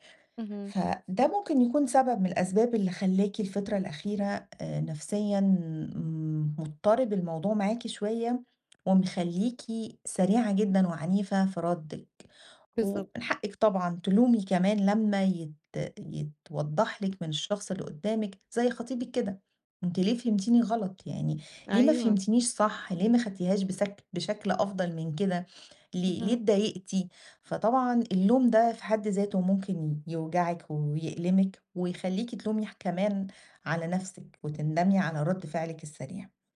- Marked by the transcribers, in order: tapping
- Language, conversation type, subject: Arabic, advice, إزاي أتعلم أوقف وأتنفّس قبل ما أرد في النقاش؟